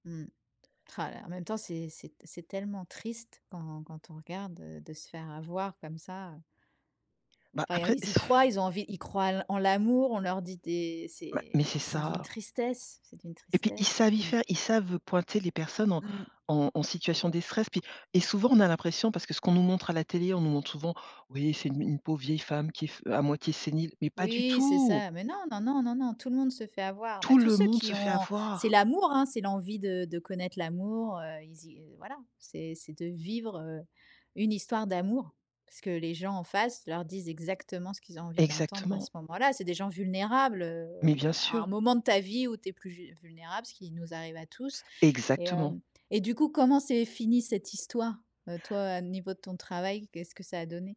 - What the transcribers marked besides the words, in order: other background noise; sigh; put-on voice: "oui, c'est une une pauvre … à moitié sénile"; anticipating: "Mais pas du tout !"; drawn out: "tout !"; stressed: "tout"; anticipating: "Tout le monde se fait avoir !"; stressed: "l'amour"; drawn out: "heu"; stressed: "Exactement"
- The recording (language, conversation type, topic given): French, podcast, Quelle est l’erreur professionnelle dont tu as le plus appris ?